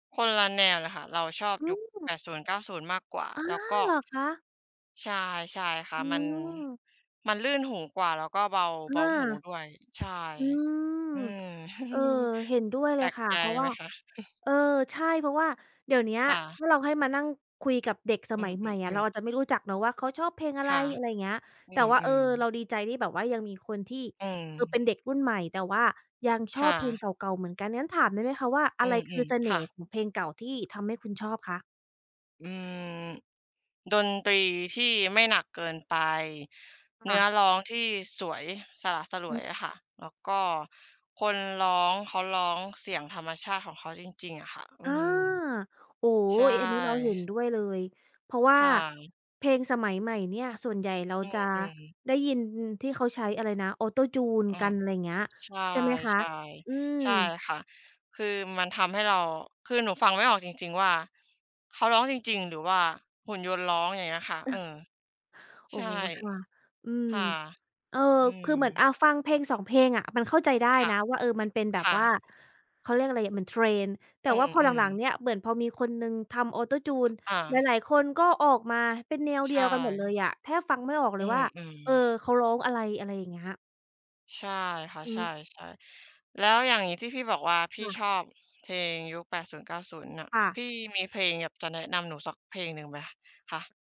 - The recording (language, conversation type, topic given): Thai, unstructured, เพลงแบบไหนที่ทำให้คุณมีความสุข?
- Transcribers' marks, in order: tapping; chuckle; other background noise; in English: "Autotune"; in English: "Autotune"